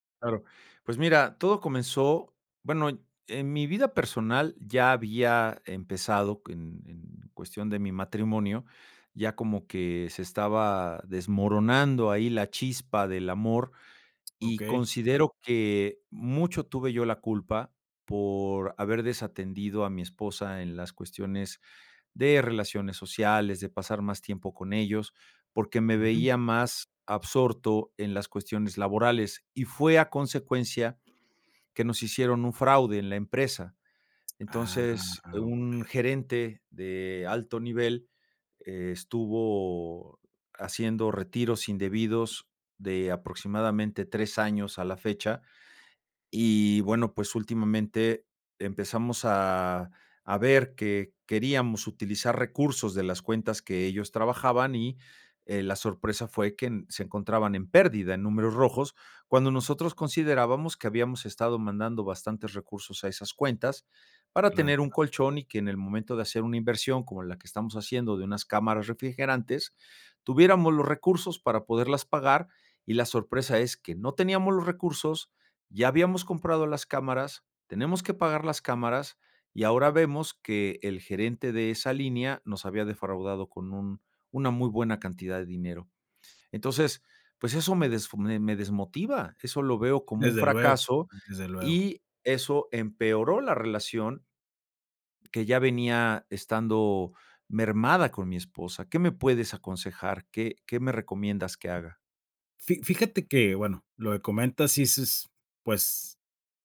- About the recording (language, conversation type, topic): Spanish, advice, ¿Cómo puedo manejar la fatiga y la desmotivación después de un fracaso o un retroceso?
- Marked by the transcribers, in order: other background noise; "que" said as "quen"; tapping